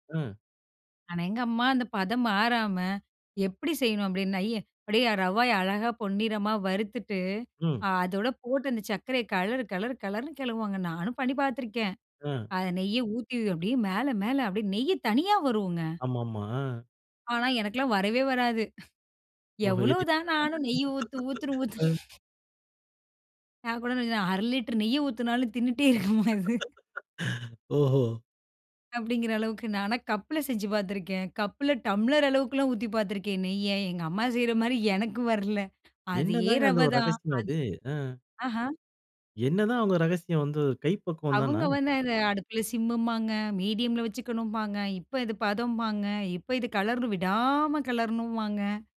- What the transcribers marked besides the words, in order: surprised: "அப்படியே நெய் தனியா வரும்ங்க"; chuckle; unintelligible speech; laugh; chuckle; laughing while speaking: "தின்னுட்டே இருக்குமா இது?"; laugh; inhale; trusting: "அப்டீங்கிற அளவுக்கு நானா கப்ல செஞ்சு பாத்துருக்கேன். கப்ல டம்ளர் அளவுக்கெல்லாம் ஊத்தி பாத்துருக்கேன் நெய்ய"; anticipating: "என்னதாங்க அந்த ஒரு ரகசியம் அது?"; anticipating: "என்னதான் அவங்க ரகசியம் வந்து கைப்பக்குவம் தானா?"; in English: "சிம்மும்பாங்க. மீடியம்ல"; drawn out: "விடாம"
- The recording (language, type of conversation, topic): Tamil, podcast, அம்மாவின் குறிப்பிட்ட ஒரு சமையல் குறிப்பை பற்றி சொல்ல முடியுமா?